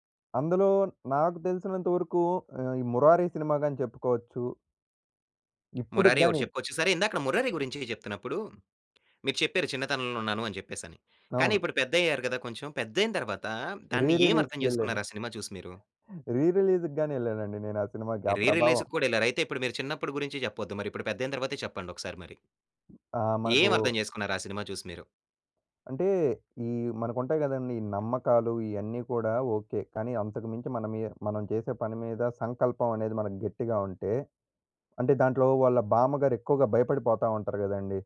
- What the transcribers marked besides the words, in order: tapping; in English: "రీ రిలీజ్‌కెళ్ళాను"; in English: "రీ రిలీజ్"; in English: "రీ రిలీజ్‌కి"; other background noise
- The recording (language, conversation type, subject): Telugu, podcast, సినిమాలు మన భావనలను ఎలా మార్చతాయి?